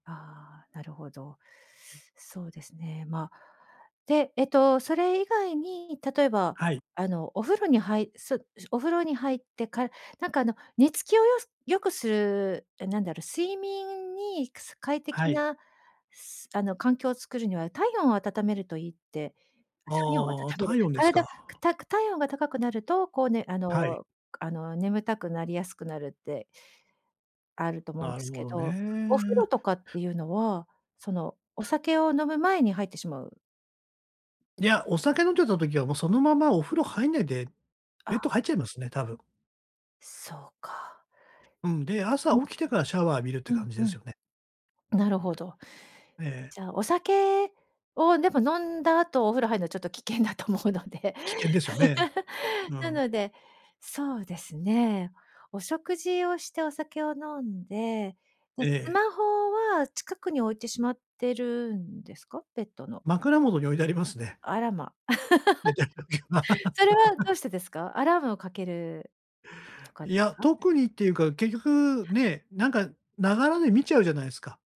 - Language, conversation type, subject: Japanese, advice, 夜にスマホを使うのをやめて寝つきを良くするにはどうすればいいですか？
- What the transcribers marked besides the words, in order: tapping; laughing while speaking: "危険だと思うので"; chuckle; chuckle; laughing while speaking: "寝た時は"; laugh; other noise